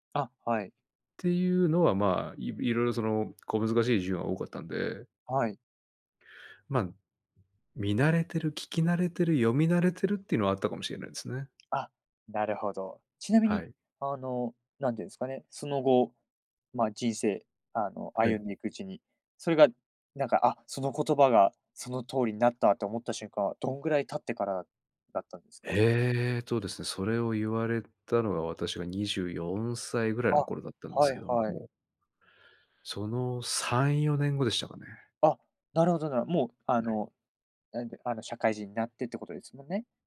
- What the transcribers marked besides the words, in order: other background noise
- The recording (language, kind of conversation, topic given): Japanese, podcast, 誰かの一言で人生が変わった経験はありますか？